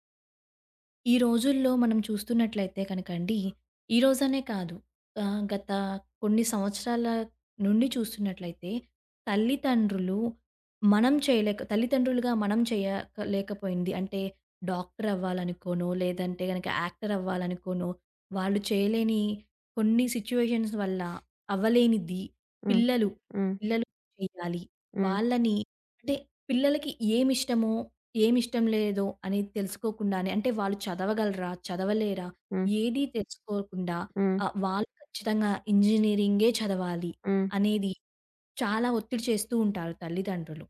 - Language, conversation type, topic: Telugu, podcast, పిల్లల కెరీర్ ఎంపికపై తల్లిదండ్రుల ఒత్తిడి కాలక్రమంలో ఎలా మారింది?
- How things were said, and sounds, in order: in English: "యాక్టర్"; in English: "సిట్యుయేషన్స్"; other background noise; unintelligible speech